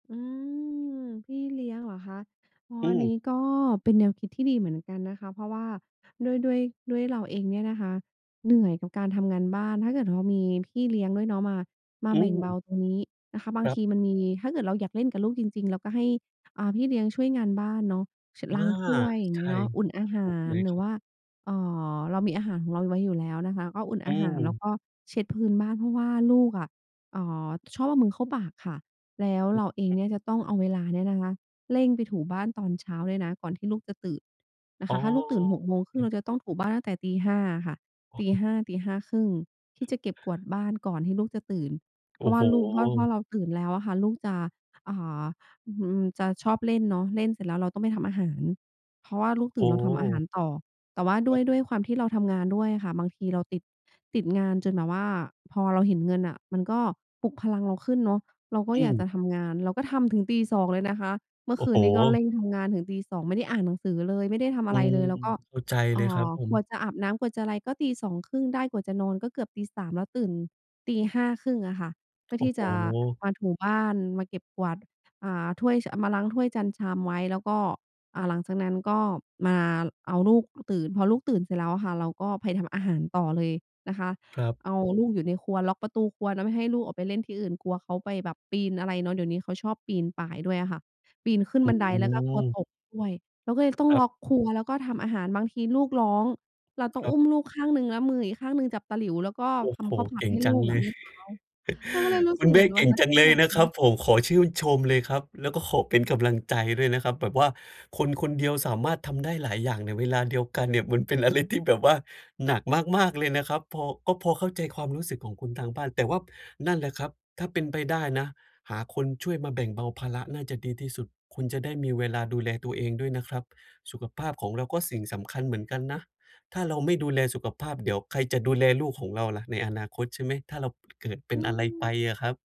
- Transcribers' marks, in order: drawn out: "อืม"; other background noise; background speech; chuckle; other noise
- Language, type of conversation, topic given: Thai, advice, ทำอย่างไรดีถึงจะอ่านหนังสือได้ทุกวันอย่างสม่ำเสมอ?